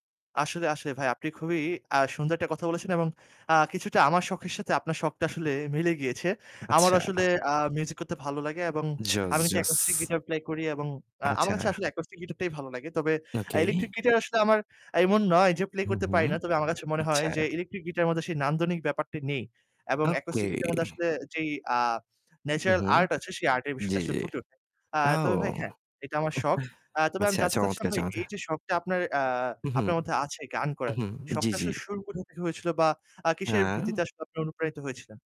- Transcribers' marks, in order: static; laughing while speaking: "আচ্ছা"; other background noise; chuckle
- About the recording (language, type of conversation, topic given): Bengali, unstructured, কোন শখ আপনার মানসিক চাপ কমাতে সবচেয়ে বেশি সাহায্য করে?